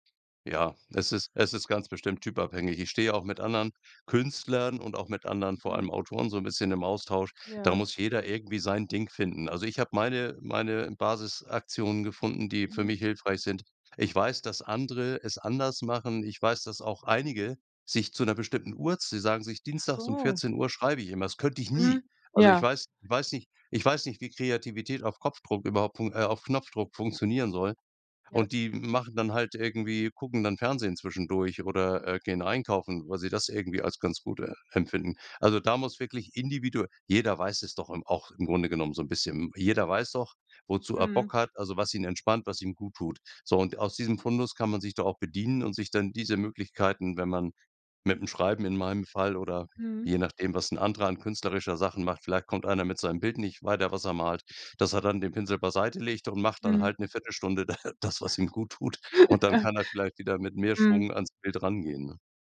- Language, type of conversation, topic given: German, podcast, Wie entwickelst du kreative Gewohnheiten im Alltag?
- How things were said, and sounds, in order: laughing while speaking: "d das, was ihm gut tut"; laugh